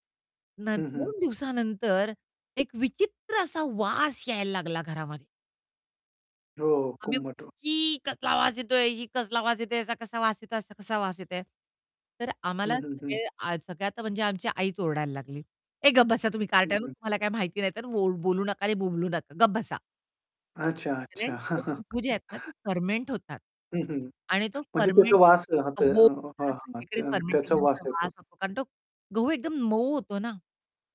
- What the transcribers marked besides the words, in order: distorted speech; put-on voice: "छी! कसला आवाज येतोय छी! कसला वास येतोय याचा, कसा वास येतोय?"; chuckle; in English: "फर्मेंट"; static; in English: "फर्मेंट"
- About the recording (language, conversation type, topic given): Marathi, podcast, तुमच्या कुटुंबात एखाद्या पदार्थाशी जोडलेला मजेशीर किस्सा सांगशील का?